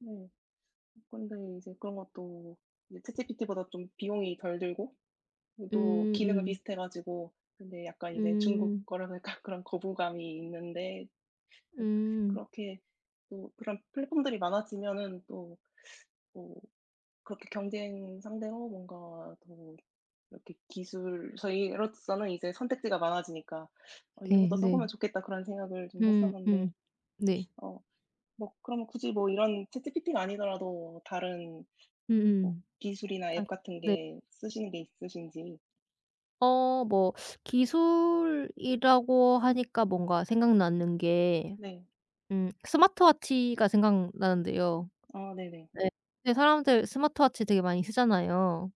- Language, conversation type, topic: Korean, unstructured, 기술이 우리 일상생활을 어떻게 바꾸고 있다고 생각하시나요?
- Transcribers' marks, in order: tapping; other background noise; laughing while speaking: "약간"